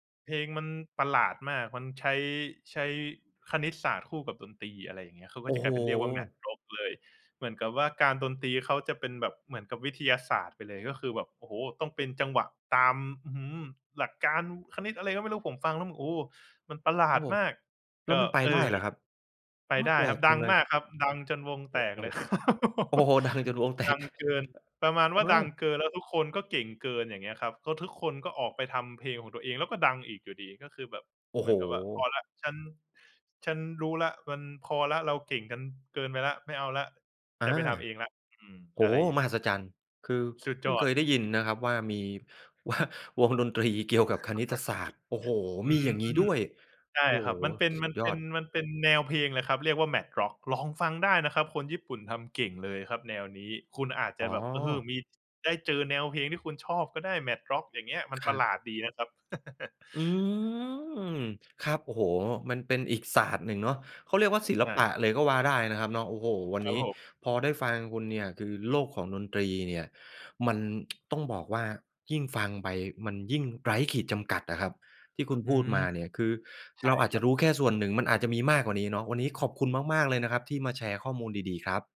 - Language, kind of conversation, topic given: Thai, podcast, เพลงที่คุณชอบเปลี่ยนไปอย่างไรบ้าง?
- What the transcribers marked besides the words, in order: other background noise; laughing while speaking: "ครับผม"; tapping; chuckle; chuckle; drawn out: "อืม"; chuckle; tsk